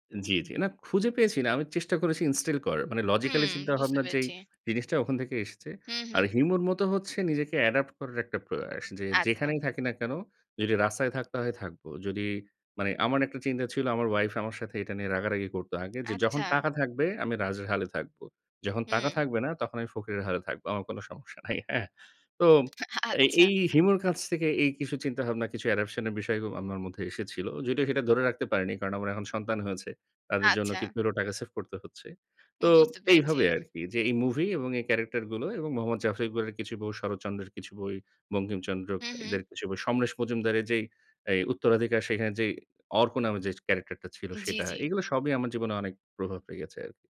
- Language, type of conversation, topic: Bengali, podcast, কোন সিনেমাটি আপনার জীবনে সবচেয়ে গভীর প্রভাব ফেলেছে বলে আপনি মনে করেন?
- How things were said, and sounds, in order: in English: "ইনস্টিল"; in English: "অ্যাডপ্ট"; laughing while speaking: "নাই। হ্যাঁ?"; laughing while speaking: "আচ্ছা"; in English: "অ্যাডাপশন"